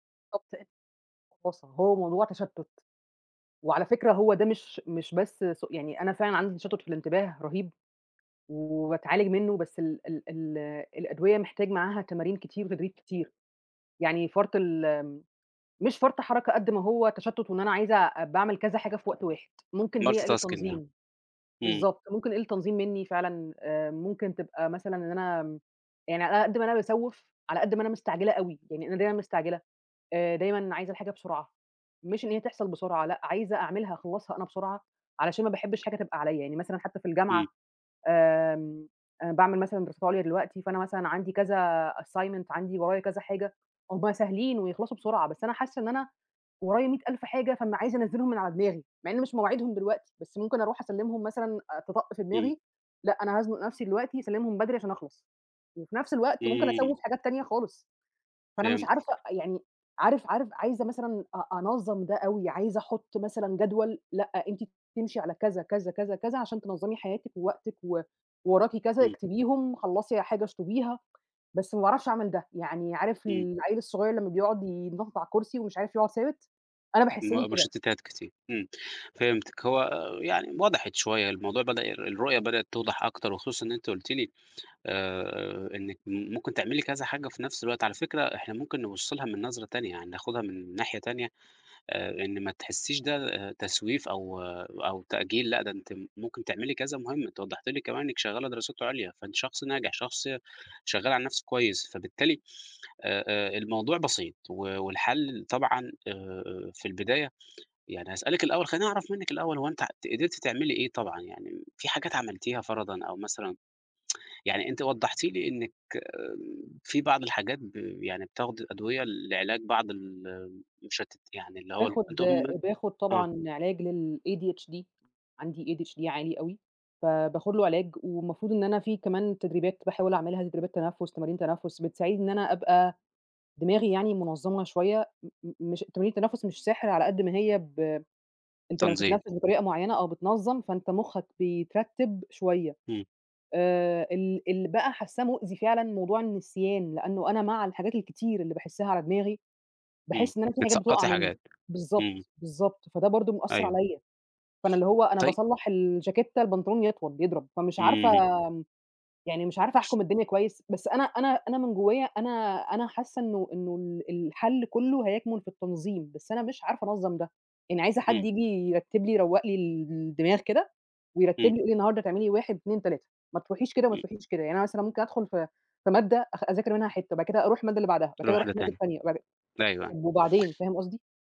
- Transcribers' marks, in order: unintelligible speech; in English: "Multi tasking"; tapping; in English: "assignment"; tsk; unintelligible speech; in English: "للADHD"; in English: "ADHD"; other background noise
- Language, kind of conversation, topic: Arabic, advice, ليه بفضل أأجل مهام مهمة رغم إني ناوي أخلصها؟